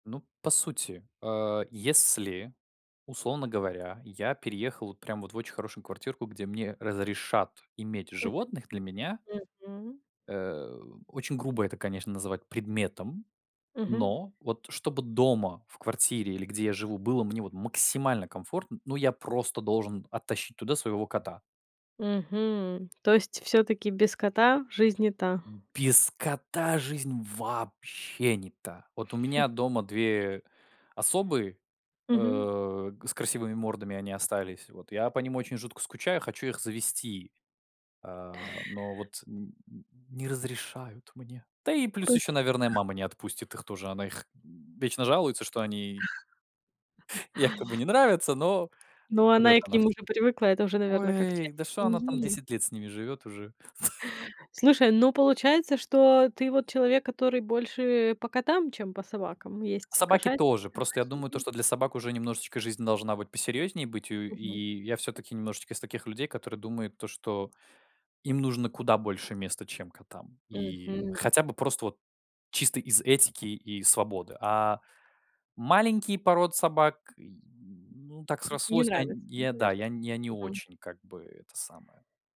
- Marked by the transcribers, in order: unintelligible speech; laugh
- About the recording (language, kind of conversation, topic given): Russian, podcast, Как ты организуешь зоны для работы и отдыха?